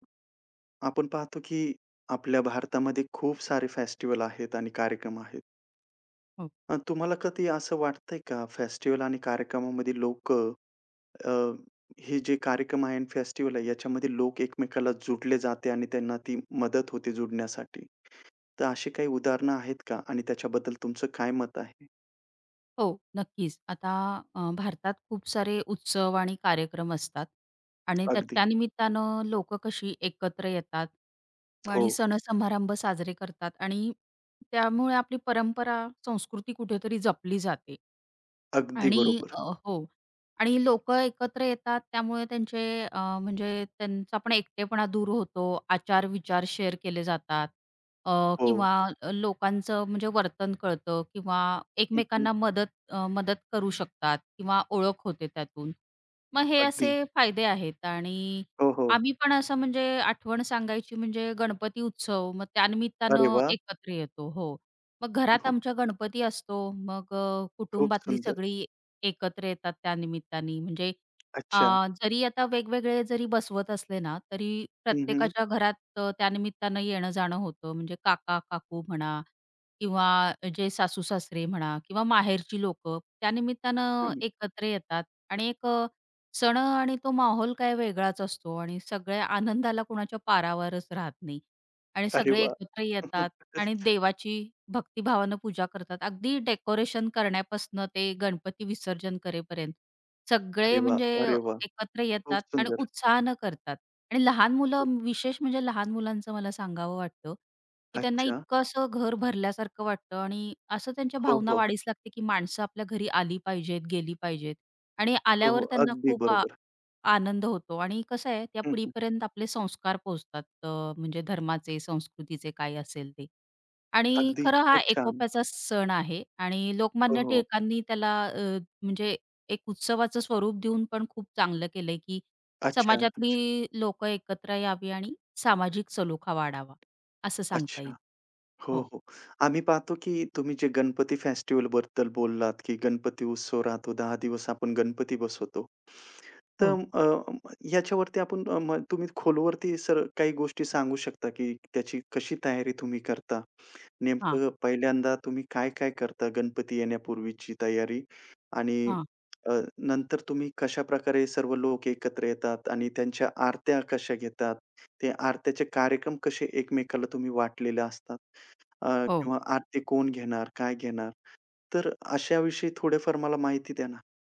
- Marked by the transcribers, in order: other background noise; tapping; in English: "शेअर"; chuckle; chuckle
- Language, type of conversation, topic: Marathi, podcast, सण आणि कार्यक्रम लोकांना पुन्हा एकत्र आणण्यात कशी मदत करतात?